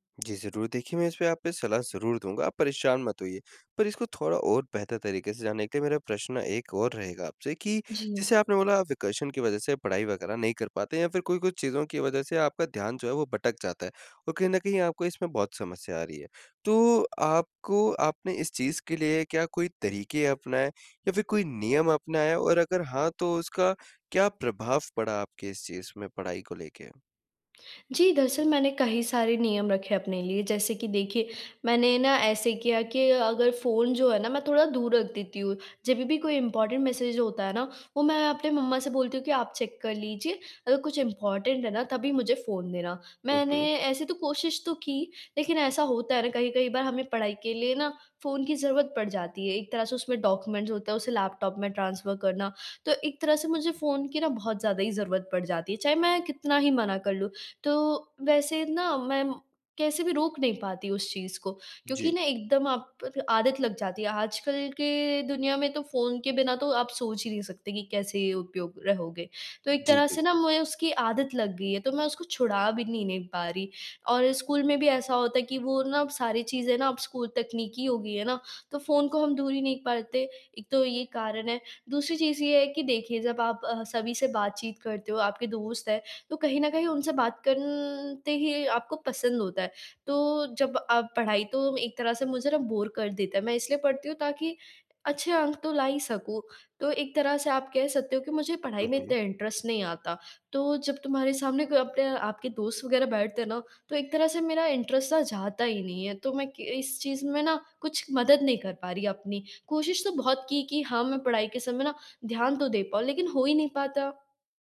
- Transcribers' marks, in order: in English: "वेकेशन"; in English: "इंपोर्टेंट मैसेज"; in English: "चेक"; in English: "इंपोर्टेंट"; in English: "डॉक्यूमेंट्स"; in English: "ट्रांसफर"; tapping; in English: "बोर"; in English: "इंटरेस्ट"; other background noise; in English: "इंटरेस्ट"
- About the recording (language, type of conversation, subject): Hindi, advice, बाहरी विकर्षणों से निपटने के लिए मुझे क्या बदलाव करने चाहिए?